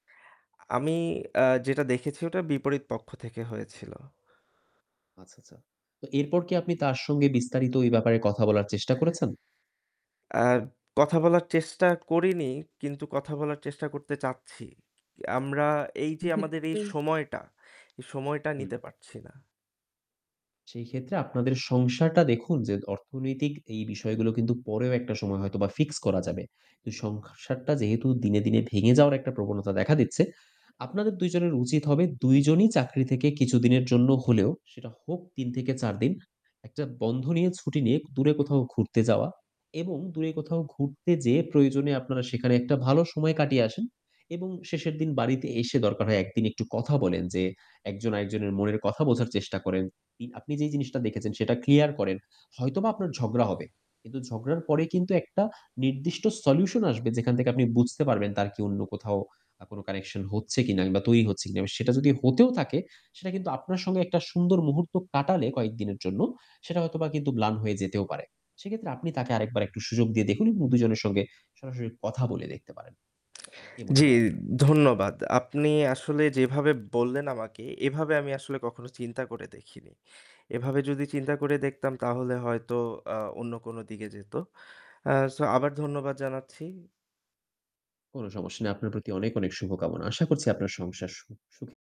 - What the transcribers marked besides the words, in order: distorted speech; static; other background noise; "সংসারটা" said as "সংখসারটা"; in English: "solution"
- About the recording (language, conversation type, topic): Bengali, advice, বিবাহ টিকিয়ে রাখবেন নাকি বিচ্ছেদের পথে যাবেন—এ নিয়ে আপনার বিভ্রান্তি ও অনিশ্চয়তা কী?
- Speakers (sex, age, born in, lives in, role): male, 25-29, Bangladesh, Bangladesh, user; male, 30-34, Bangladesh, Bangladesh, advisor